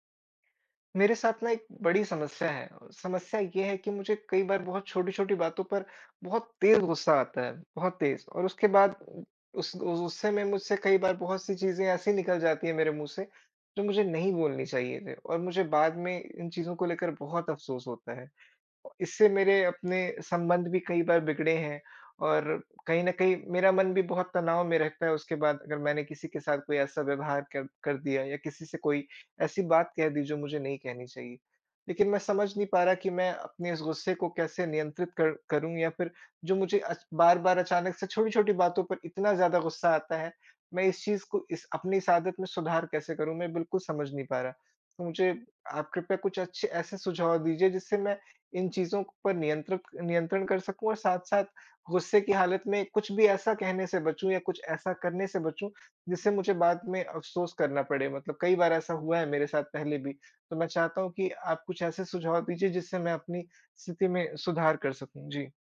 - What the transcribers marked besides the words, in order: none
- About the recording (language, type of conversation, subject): Hindi, advice, जब मुझे अचानक गुस्सा आता है और बाद में अफसोस होता है, तो मैं इससे कैसे निपटूँ?